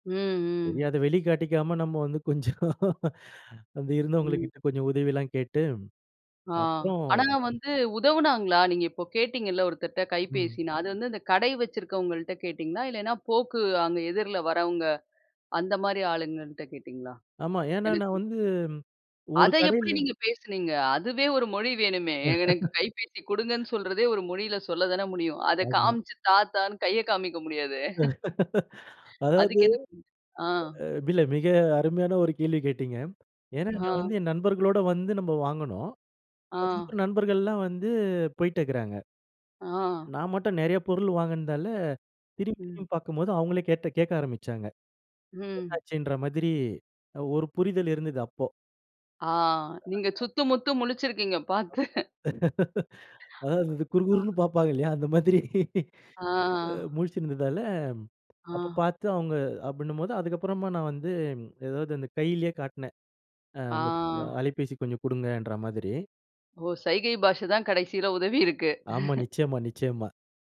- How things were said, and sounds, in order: laugh; laugh; other background noise; laugh; chuckle; unintelligible speech; unintelligible speech; laughing while speaking: "சுத்து முத்து முழிச்சிருக்கீங்க பார்த்து!"; other noise; laugh; laugh; drawn out: "ஆ"
- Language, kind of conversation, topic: Tamil, podcast, மொழி புரியாத இடத்தில் நீங்கள் வழி தொலைந்தபோது உங்களுக்கு உதவி எப்படிக் கிடைத்தது?